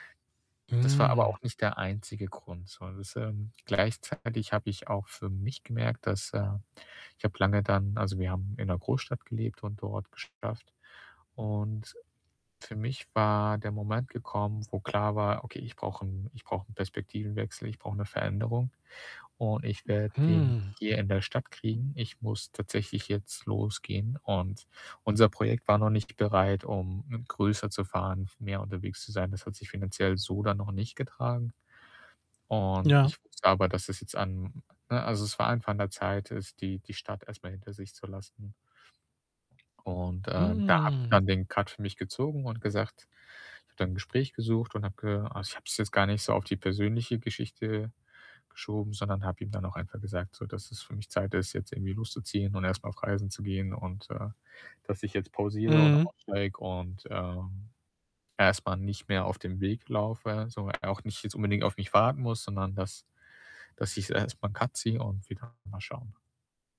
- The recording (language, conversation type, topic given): German, podcast, Wie behältst du die Hoffnung, wenn es lange dauert?
- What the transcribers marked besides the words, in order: static; other background noise; distorted speech; in English: "Cut"; drawn out: "Mm"; in English: "Cut"; unintelligible speech